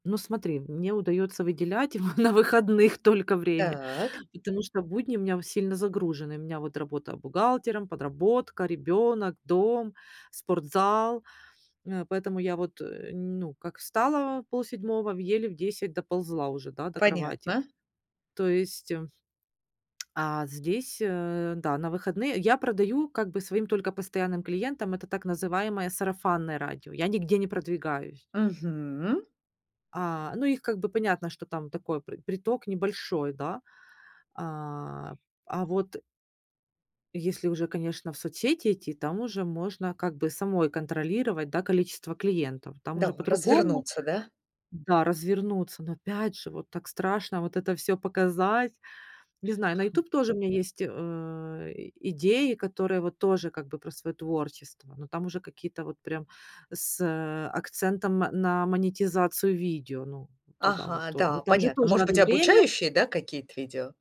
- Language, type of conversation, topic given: Russian, advice, Как выбрать одну идею, если их слишком много?
- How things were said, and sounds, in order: other background noise; laughing while speaking: "на выходных"; tapping; sniff